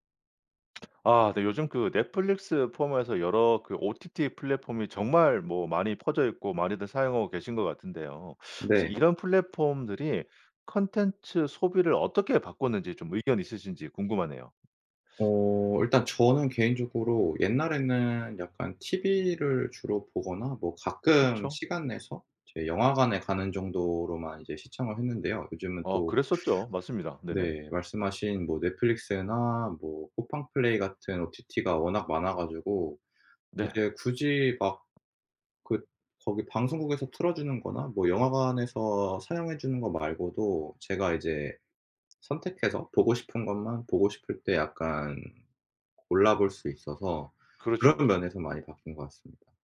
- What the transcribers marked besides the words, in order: tapping; in English: "OTT 플랫폼이"; teeth sucking; in English: "플랫폼들이 콘텐츠"; teeth sucking; in English: "OTT가"; other background noise
- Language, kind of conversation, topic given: Korean, podcast, 넷플릭스 같은 플랫폼이 콘텐츠 소비를 어떻게 바꿨나요?